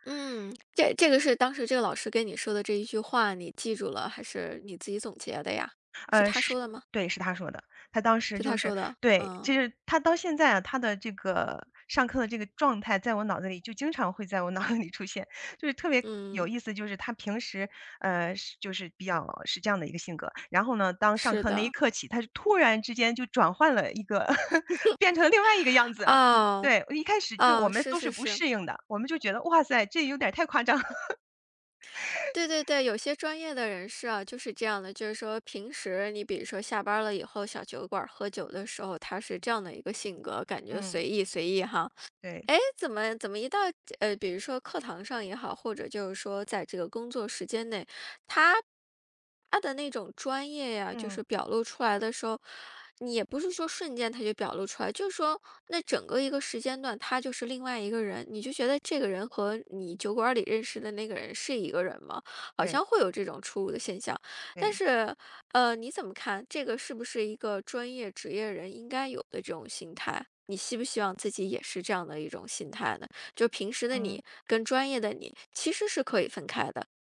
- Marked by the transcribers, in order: laughing while speaking: "脑子"; laugh; laugh
- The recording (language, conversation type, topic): Chinese, podcast, 你第一份工作对你产生了哪些影响？